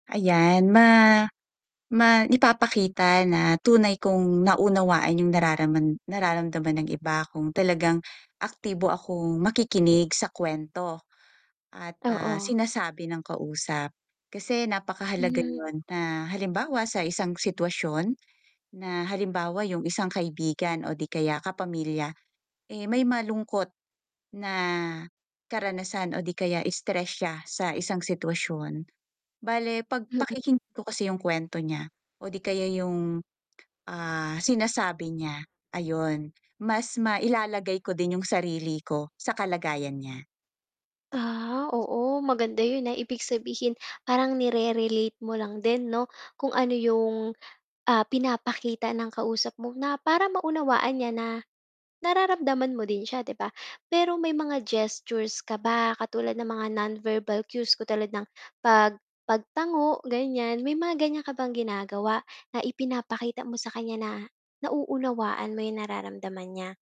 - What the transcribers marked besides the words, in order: tapping; mechanical hum; static; distorted speech; in English: "non-verbal cues"
- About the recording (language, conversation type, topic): Filipino, podcast, Paano mo ipinapakita na tunay mong nauunawaan ang nararamdaman ng iba?